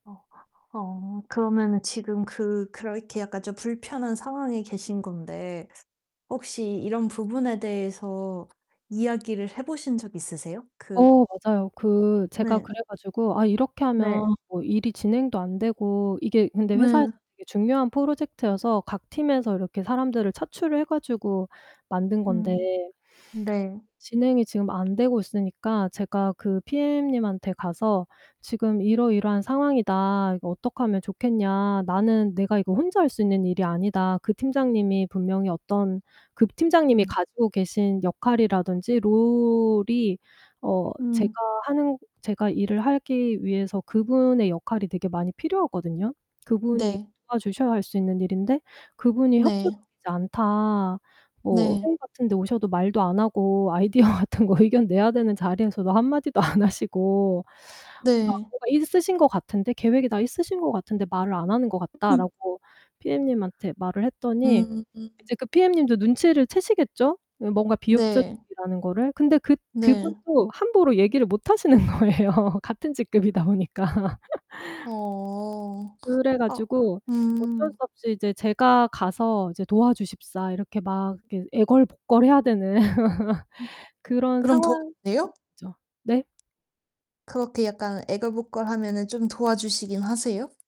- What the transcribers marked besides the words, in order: other background noise; distorted speech; tapping; laughing while speaking: "아이디어 같은 거"; laughing while speaking: "안"; laughing while speaking: "거예요"; laughing while speaking: "보니까"; laugh; laugh
- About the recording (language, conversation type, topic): Korean, advice, 상사와의 업무 범위가 모호해 책임 공방이 생겼을 때 어떻게 해결하면 좋을까요?